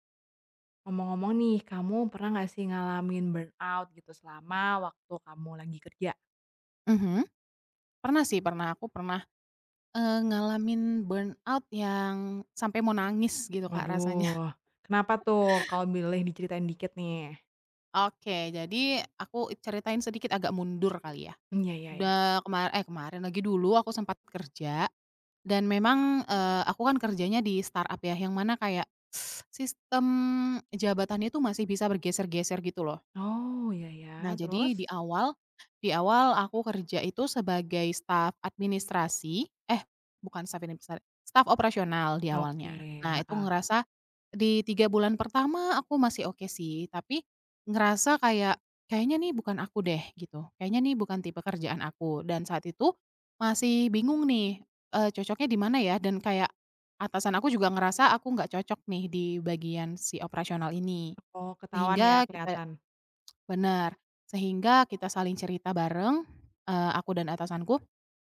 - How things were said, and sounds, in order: in English: "burnout"; in English: "burnout"; chuckle; "boleh" said as "bileh"; tapping; in English: "start-up"; teeth sucking; unintelligible speech; other background noise
- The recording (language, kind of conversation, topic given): Indonesian, podcast, Pernahkah kamu mengalami kelelahan kerja berlebihan, dan bagaimana cara mengatasinya?